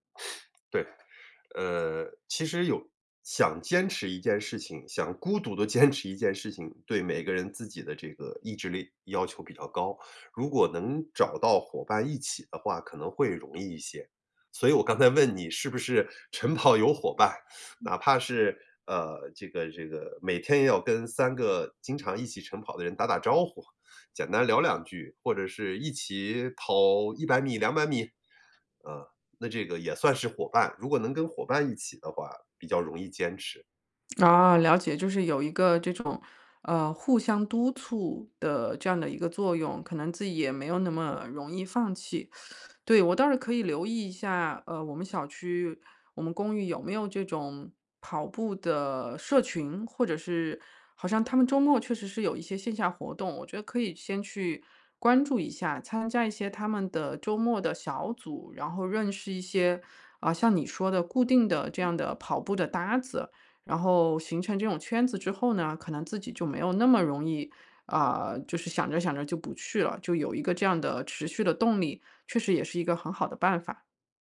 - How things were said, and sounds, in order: teeth sucking; other background noise; laughing while speaking: "坚持"; teeth sucking; teeth sucking; other noise
- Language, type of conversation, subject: Chinese, advice, 为什么早起并坚持晨间习惯对我来说这么困难？